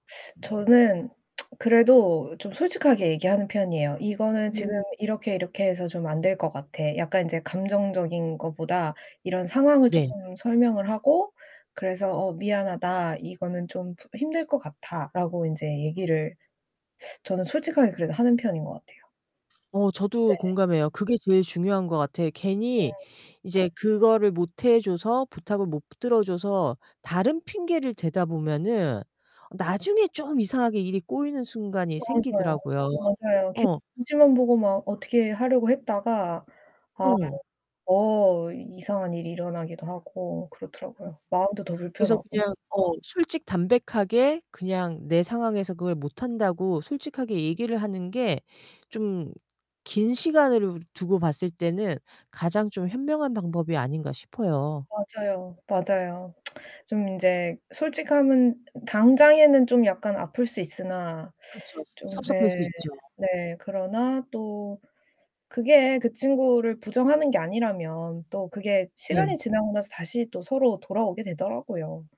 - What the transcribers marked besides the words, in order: lip smack; distorted speech; other background noise; static; tsk
- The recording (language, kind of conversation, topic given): Korean, unstructured, 친구에게 부탁하기 어려운 일이 있을 때 어떻게 말하는 게 좋을까?